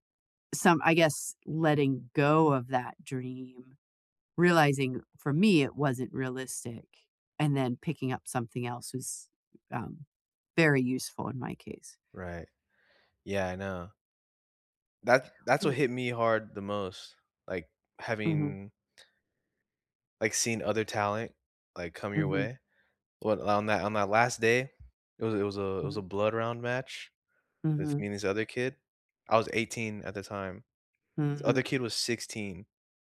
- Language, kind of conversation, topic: English, unstructured, What stops people from chasing their dreams?
- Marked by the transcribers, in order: other background noise